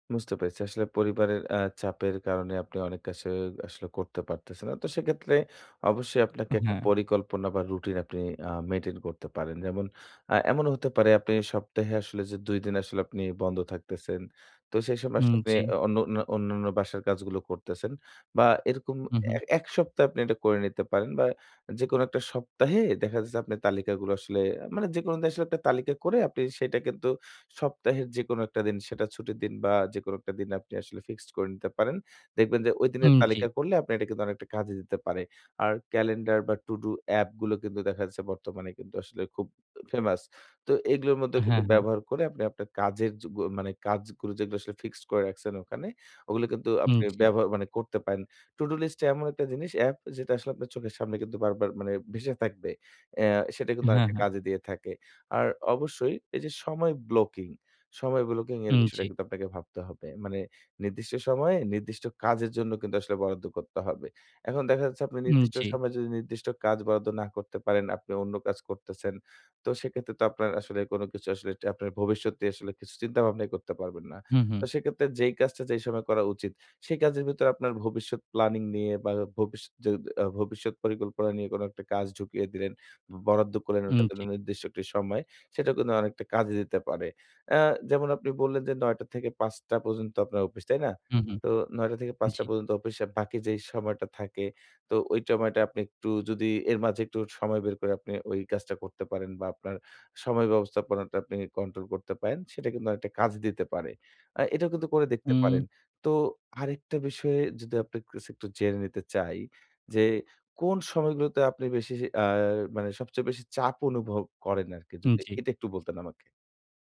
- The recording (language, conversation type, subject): Bengali, advice, নতুন বাবা-মা হিসেবে সময় কীভাবে ভাগ করে কাজ ও পরিবারের দায়িত্বের ভারসাম্য রাখব?
- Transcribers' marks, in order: in English: "To do app"; tongue click; other background noise